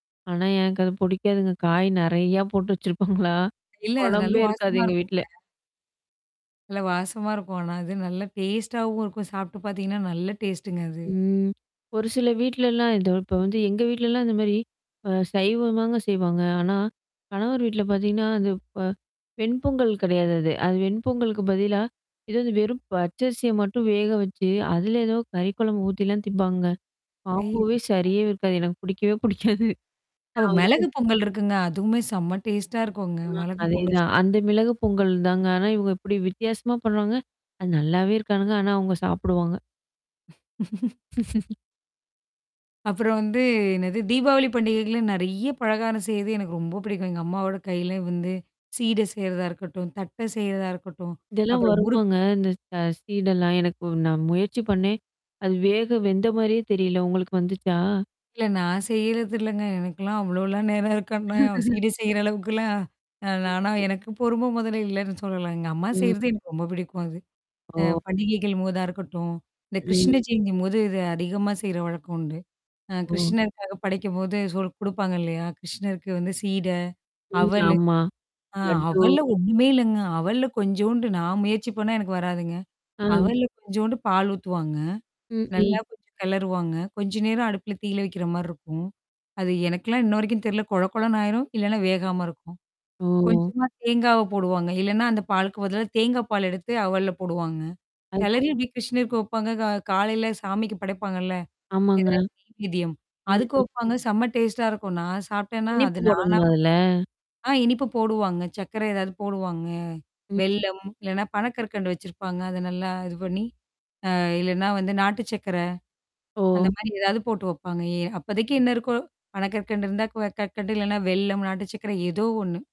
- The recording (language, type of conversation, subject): Tamil, podcast, குடும்ப உணவுப் பாரம்பரியத்தை நினைத்தால் உங்களுக்கு எந்த உணவுகள் நினைவுக்கு வருகின்றன?
- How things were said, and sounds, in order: tapping; distorted speech; in English: "டேஸ்ட்டாவும்"; in English: "டேஸ்ட்டுங்க"; in English: "காம்போவே"; static; laughing while speaking: "புடிக்காது"; in English: "டேஸ்ட்டா"; unintelligible speech; laugh; laugh; unintelligible speech; in English: "டேஸ்ட்டா"; other background noise